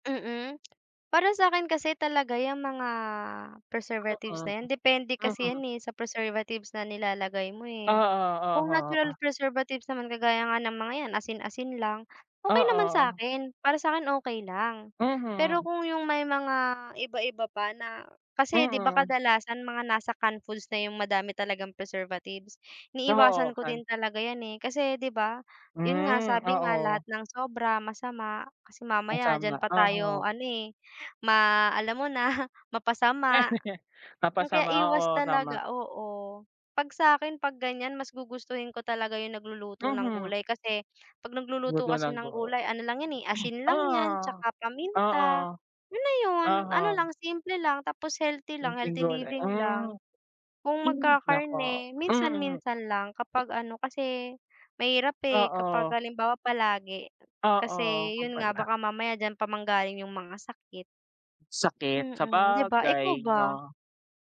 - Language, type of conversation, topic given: Filipino, unstructured, Ano ang palagay mo sa labis na paggamit ng pang-imbak sa pagkain?
- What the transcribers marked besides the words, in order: other background noise; in English: "preservatives"; in English: "preservatives"; in English: "natural preservatives"; in English: "preservatives"; laughing while speaking: "na"; laugh; throat clearing; in English: "healthy living"; other noise